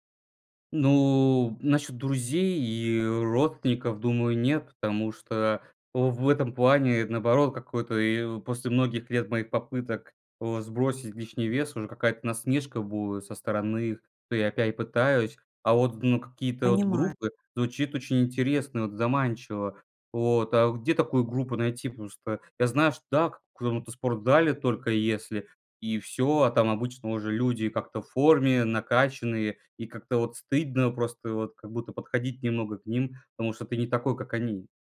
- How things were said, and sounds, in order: other background noise
- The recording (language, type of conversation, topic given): Russian, advice, Как вы переживаете из-за своего веса и чего именно боитесь при мысли об изменениях в рационе?